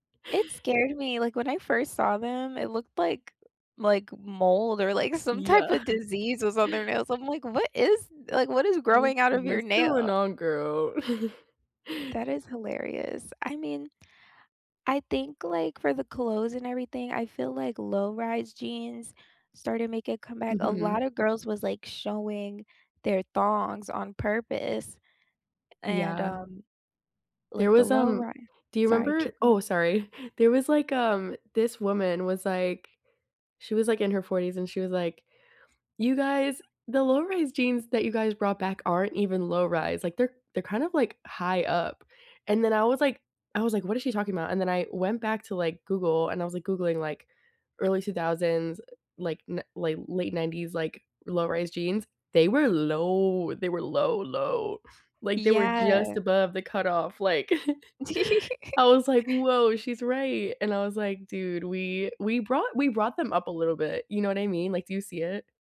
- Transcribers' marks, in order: chuckle; chuckle; chuckle; drawn out: "low"; chuckle; giggle
- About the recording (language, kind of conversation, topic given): English, unstructured, Which pop culture trends do you secretly wish would make a comeback, and what memories make them special?
- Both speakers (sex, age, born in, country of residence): female, 20-24, United States, United States; female, 25-29, United States, United States